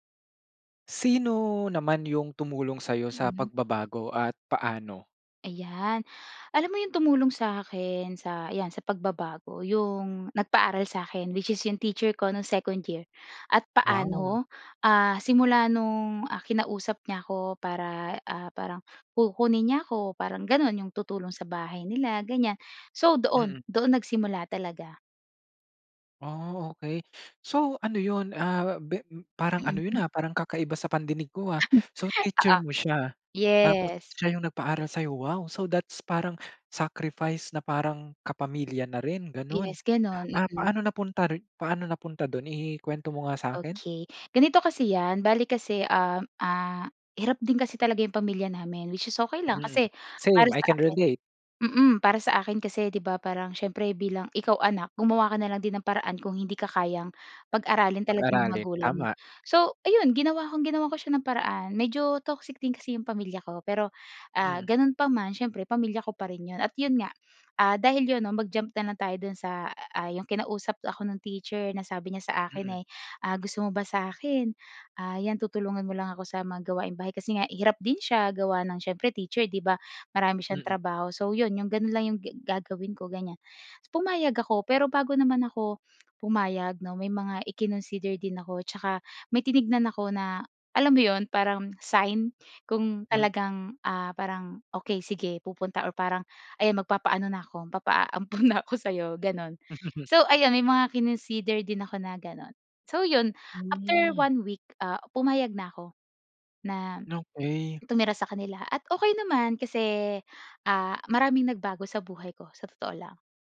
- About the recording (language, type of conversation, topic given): Filipino, podcast, Sino ang tumulong sa’yo na magbago, at paano niya ito nagawa?
- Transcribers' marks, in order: other background noise; chuckle; chuckle; laughing while speaking: "magpapaampon"; swallow